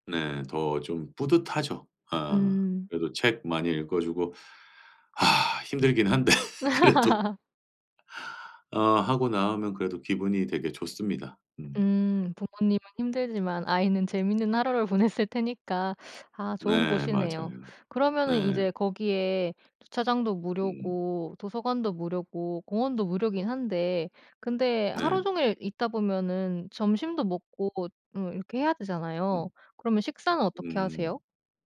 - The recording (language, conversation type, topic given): Korean, podcast, 돈을 적게 들이고 즐길 수 있는 여가 팁이 있나요?
- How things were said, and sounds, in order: sigh; laughing while speaking: "한데 그래도"; laugh; laughing while speaking: "보냈을"; teeth sucking